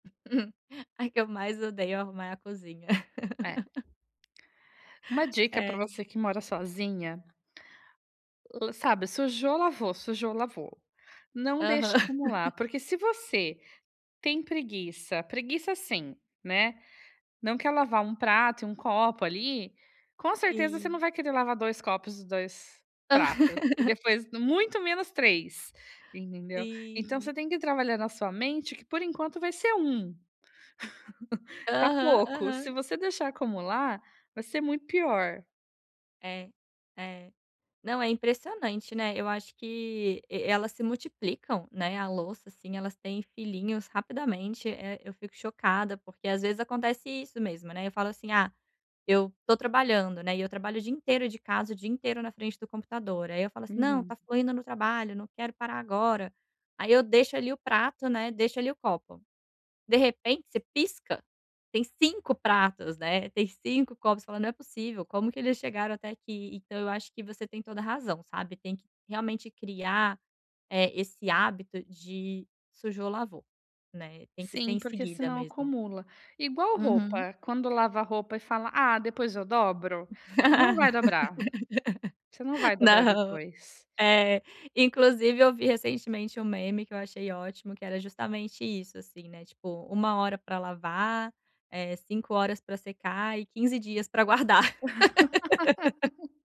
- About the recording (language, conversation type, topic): Portuguese, advice, Como posso criar rotinas para manter o meu espaço organizado?
- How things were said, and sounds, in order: chuckle; tapping; laugh; chuckle; laugh; other background noise; chuckle; laugh; laugh